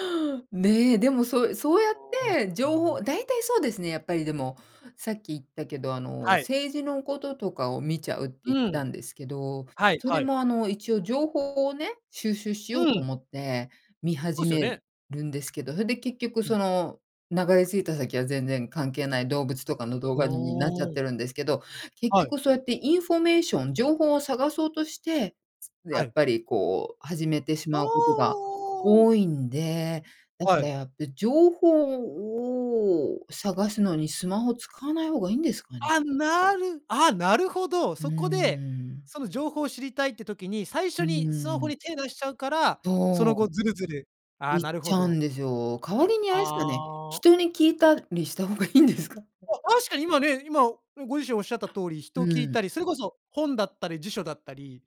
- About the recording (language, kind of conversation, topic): Japanese, podcast, スマホと上手に付き合うために、普段どんな工夫をしていますか？
- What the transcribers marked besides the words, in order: other background noise; laughing while speaking: "した方がいいんですか？"; other noise